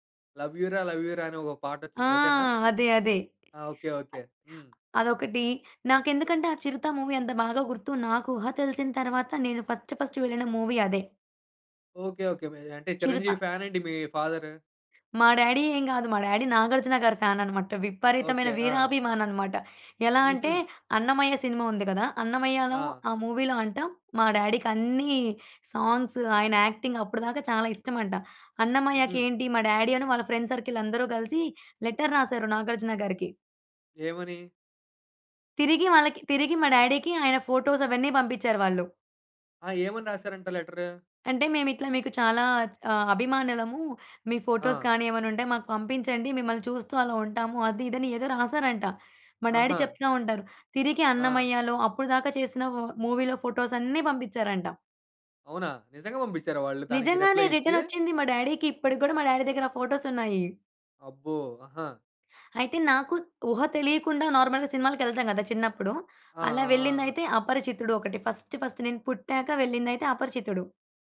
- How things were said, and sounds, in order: in English: "'లవ్ యూ"; in English: "లవ్ యూ"; other background noise; in English: "మూవీ"; in English: "ఫస్ట్ ఫస్ట్"; in English: "మూవీ"; in English: "డాడీ"; in English: "డాడీ"; in English: "మూవీలో"; in English: "సాంగ్స్"; in English: "యాక్టింగ్"; in English: "డాడీ"; in English: "ఫ్రెండ్ సర్కిల్"; in English: "లెటర్"; in English: "డాడీకి"; in English: "ఫోటోస్"; in English: "ఫోటోస్"; in English: "డాడీ"; in English: "మూవీలో"; in English: "రిప్లై"; in English: "డాడీకి"; in English: "డాడీ"; in English: "నార్మల్‌గా"; in English: "ఫస్ట్ ఫస్ట్"
- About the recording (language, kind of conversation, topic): Telugu, podcast, మీ జీవితానికి నేపథ్య సంగీతంలా మీకు మొదటగా గుర్తుండిపోయిన పాట ఏది?